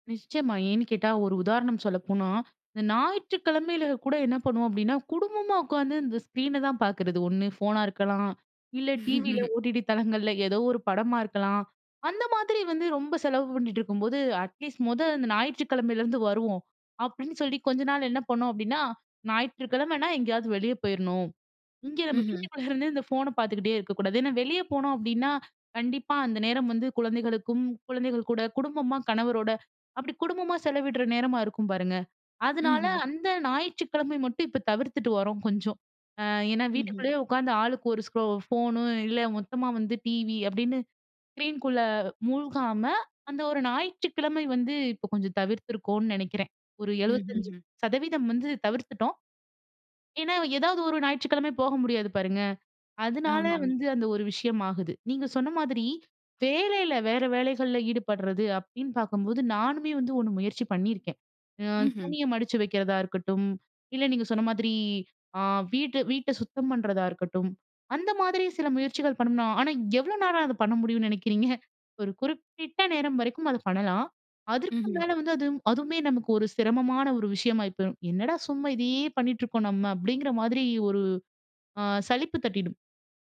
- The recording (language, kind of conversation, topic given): Tamil, podcast, ஸ்கிரீன் நேரத்தை எப்படிக் கட்டுப்படுத்தலாம்?
- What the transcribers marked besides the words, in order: other background noise; in English: "ஸ்க்ரீன"; laugh; in English: "அட்லீஸ்ட்"; chuckle; in English: "ஸ்க்ரீன்குள்ள"; chuckle